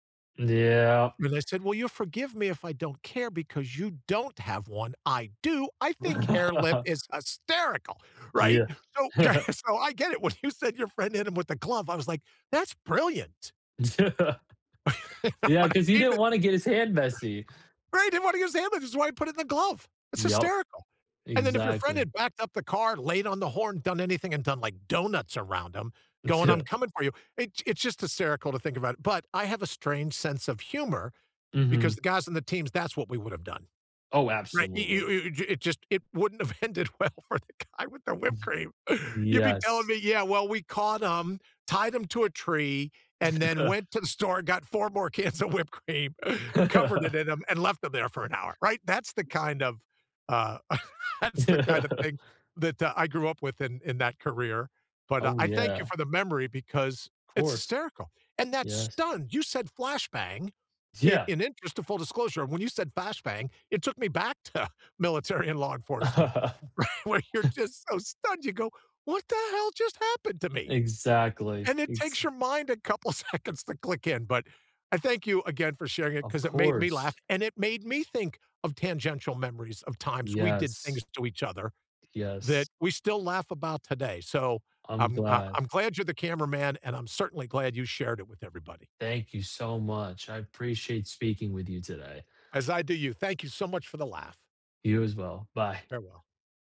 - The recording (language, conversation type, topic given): English, unstructured, How do shared memories bring people closer together?
- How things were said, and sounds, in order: laugh; stressed: "hysterical"; laugh; laughing while speaking: "When you said, Your friend"; chuckle; laugh; laughing while speaking: "You know what I mean"; throat clearing; chuckle; laughing while speaking: "have ended well for the guy with the whipped cream"; laugh; laugh; other background noise; laughing while speaking: "cans of whipped cream"; laugh; laugh; laughing while speaking: "Right"; laughing while speaking: "seconds"